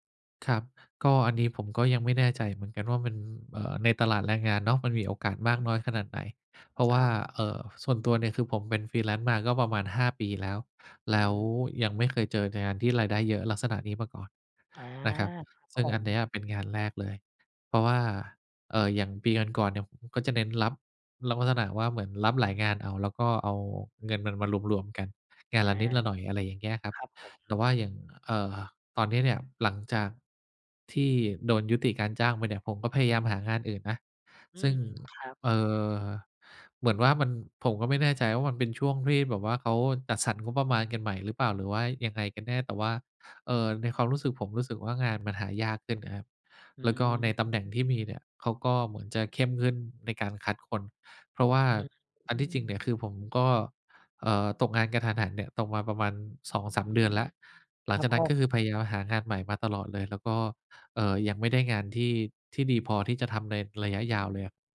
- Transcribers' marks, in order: in English: "freelance"; tapping
- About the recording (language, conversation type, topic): Thai, advice, คุณมีประสบการณ์อย่างไรกับการตกงานกะทันหันและความไม่แน่นอนเรื่องรายได้?